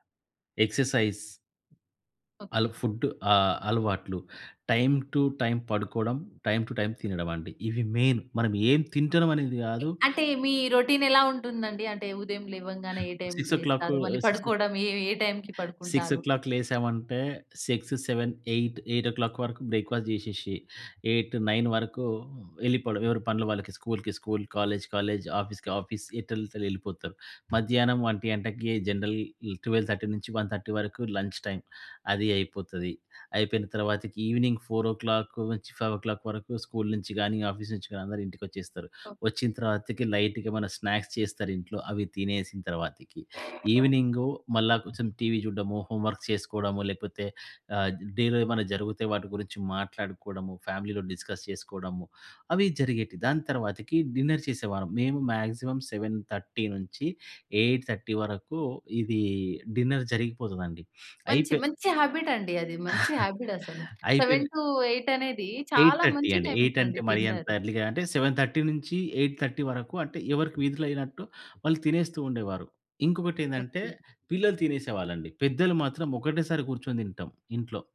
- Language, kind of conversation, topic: Telugu, podcast, చిన్న అలవాట్లు మీ జీవితంలో పెద్ద మార్పులు తీసుకొచ్చాయని మీరు ఎప్పుడు, ఎలా అనుభవించారు?
- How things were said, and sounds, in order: in English: "ఎక్సర్‌సైజ్"; tapping; in English: "టైమ్ టూ టైమ్"; in English: "టైమ్ టూ టైమ్"; in English: "మెయిన్"; in English: "సిక్స్ ఓ క్లాక్ సిక్స్"; in English: "సిక్స్ ఓ క్లాక్"; other background noise; in English: "సిక్స్ సెవెన్ ఎయిట్ ఎయిట్ ఓ క్లాక్"; in English: "బ్రేక్‌ఫాస్ట్"; in English: "ఎయిట్ నైన్"; in English: "కాలేజ్ కాలేజ్, ఆఫీస్‌కి ఆఫీస్"; in English: "జనరల్ ట్వెల్వ్ థర్టీ నుంచి వన్ థర్టీ"; in English: "లంచ్ టైమ్"; in English: "ఈవెనింగ్ ఫోర్ ఓ క్లాక్ నుంచి ఫైవ్ ఓ క్లాక్"; in English: "లైట్‌గా"; in English: "స్నాక్స్"; in English: "హోంవర్క్"; in English: "డేలో"; in English: "ఫ్యామిలీలో డిస్కస్"; in English: "డిన్నర్"; in English: "మాక్సిమం సెవెన్ థర్టీ నించి ఎయిట్ థర్టీ"; in English: "డిన్నర్"; sniff; giggle; in English: "సెవెన్ టూ ఎయిట్"; in English: "ఎయిట్ థర్టీ"; in English: "ఎయిట్"; in English: "ఎర్లీ‌గా"; in English: "సెవెన్ థర్టీ నించి ఎయిట్ థర్టీ"